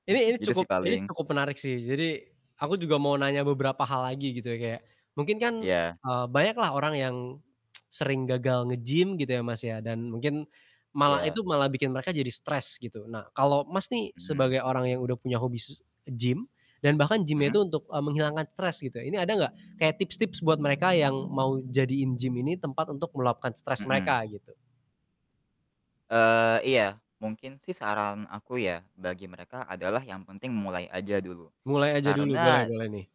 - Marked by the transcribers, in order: static; tsk; other street noise; horn
- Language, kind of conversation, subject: Indonesian, podcast, Bagaimana kamu mengatasi stres sehari-hari?